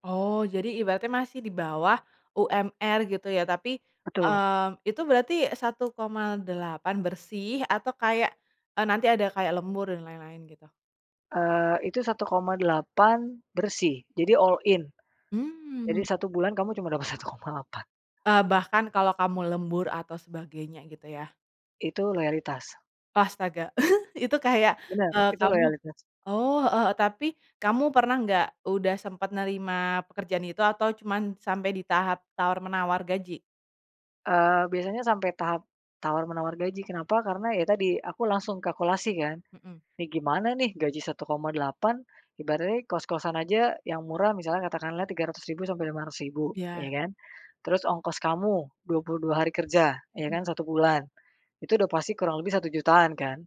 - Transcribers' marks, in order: in English: "all in"; laughing while speaking: "satu koma delapan"; chuckle
- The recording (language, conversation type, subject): Indonesian, podcast, Bagaimana kamu memilih antara gaji tinggi dan pekerjaan yang kamu sukai?